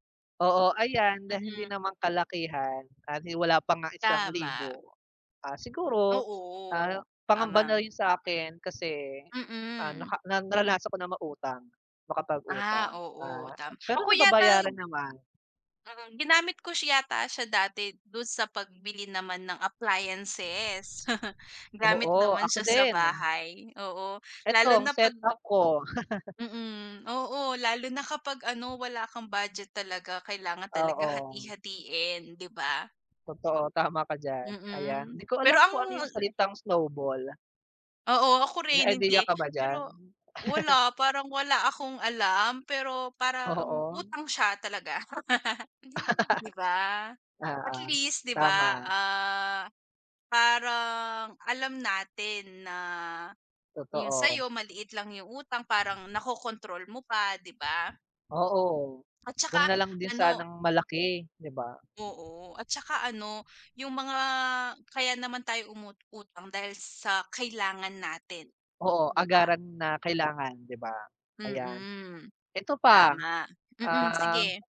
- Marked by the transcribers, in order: tapping; other background noise; wind; drawn out: "Oo"; "mangutang" said as "mautang"; chuckle; laugh; laugh; laugh; drawn out: "mga"
- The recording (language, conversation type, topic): Filipino, unstructured, Paano mo nilalaan ang buwanang badyet mo, at ano ang mga simpleng paraan para makapag-ipon araw-araw?